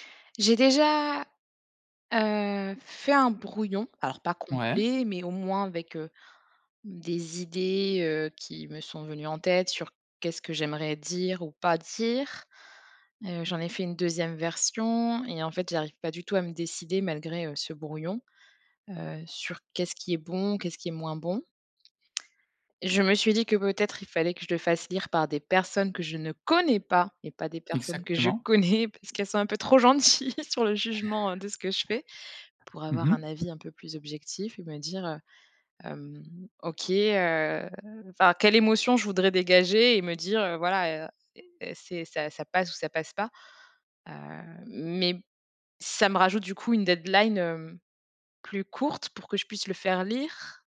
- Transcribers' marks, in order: other background noise; stressed: "connais pas"; laughing while speaking: "je connais, parce qu'elles sont … le jugement, heu"; drawn out: "heu"; stressed: "mais"
- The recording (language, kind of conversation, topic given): French, advice, Comment surmonter un blocage d’écriture à l’approche d’une échéance ?